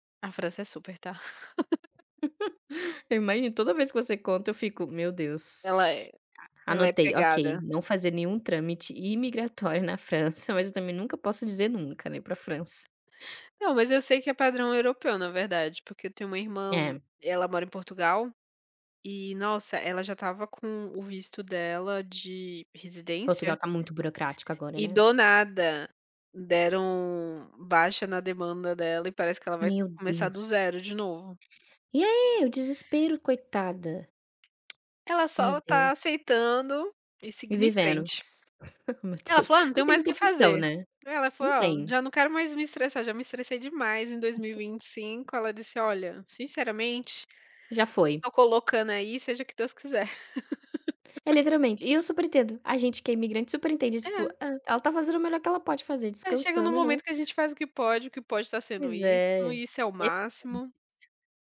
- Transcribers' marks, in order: laugh; other noise; tapping; chuckle; chuckle; laugh
- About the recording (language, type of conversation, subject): Portuguese, unstructured, O que faz você se sentir grato hoje?